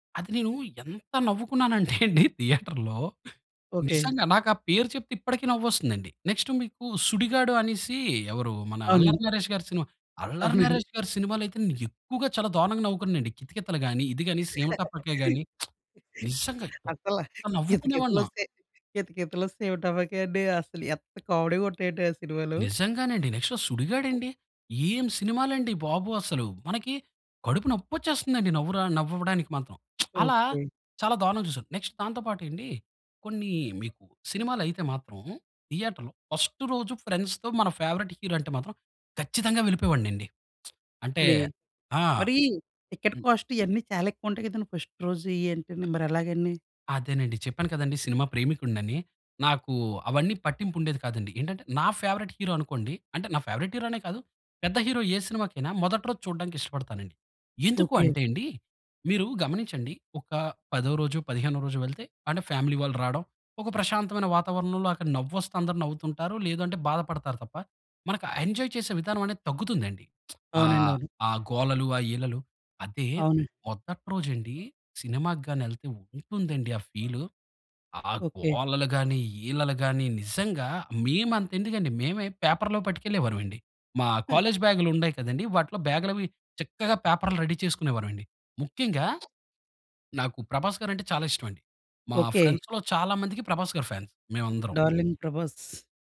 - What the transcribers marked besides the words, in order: laughing while speaking: "అంటే అండి థియేటర్‌లో"; in English: "థియేటర్‌లో"; in English: "నెక్స్ట్"; chuckle; laughing while speaking: "అసల 'కితకితలు' వస్తే? 'కితకితలు', 'సీమటపాకాయ' అండి అసలు ఎంత కామెడీ వుంటయంటే ఆ సినిమాలు"; lip smack; in English: "నెక్స్ట్"; other background noise; lip smack; in English: "నెక్స్ట్"; in English: "థియేటర్‌లో"; in English: "ఫ్రెండ్స్‌తో"; in English: "ఫేవరైట్ హీరో"; in English: "టికెట్ కాస్ట్"; lip smack; other noise; in English: "ఫస్ట్"; in English: "ఫేవరైట్ హీరో"; in English: "ఫేవరైట్ హీరో"; in English: "హీరో"; in English: "ఫ్యామిలీ"; in English: "ఎంజాయ్"; lip smack; in English: "పేపర్‌లో"; in English: "కాలేజ్"; chuckle; in English: "రెడీ"; in English: "ఫ్రెండ్స్‌లొ"; in English: "ఫాన్స్"
- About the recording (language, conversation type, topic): Telugu, podcast, సినిమా హాల్‌కు వెళ్లిన అనుభవం మిమ్మల్ని ఎలా మార్చింది?